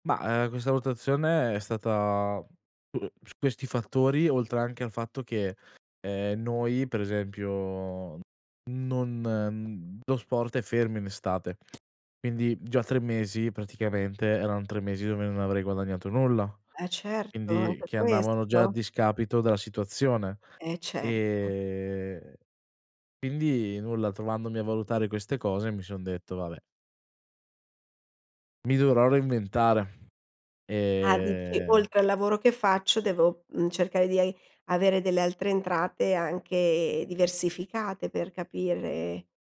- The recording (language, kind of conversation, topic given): Italian, podcast, Come hai valutato i rischi economici prima di fare il salto?
- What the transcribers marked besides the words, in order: other background noise